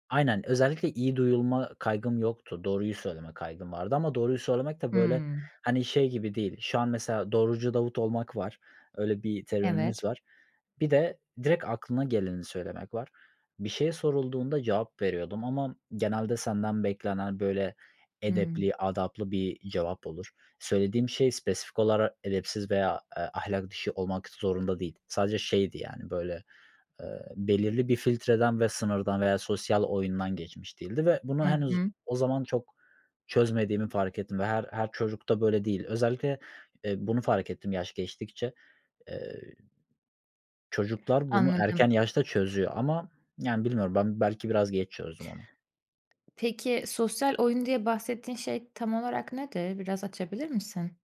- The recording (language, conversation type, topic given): Turkish, podcast, Sence doğruyu söylemenin sosyal bir bedeli var mı?
- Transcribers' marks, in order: other background noise; tapping